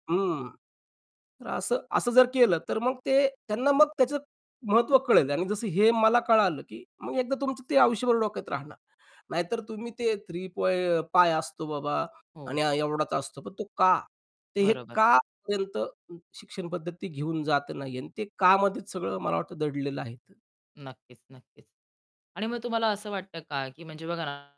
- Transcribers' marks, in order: distorted speech
- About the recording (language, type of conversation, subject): Marathi, podcast, परीक्षांवरचा भर कमी करायला हवा का?